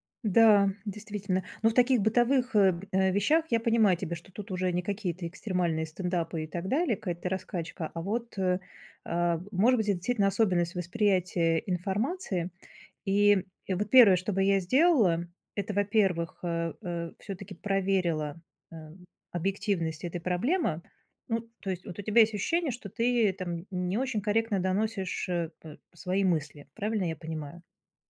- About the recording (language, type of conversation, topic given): Russian, advice, Как мне ясно и кратко объяснять сложные идеи в группе?
- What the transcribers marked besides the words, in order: other background noise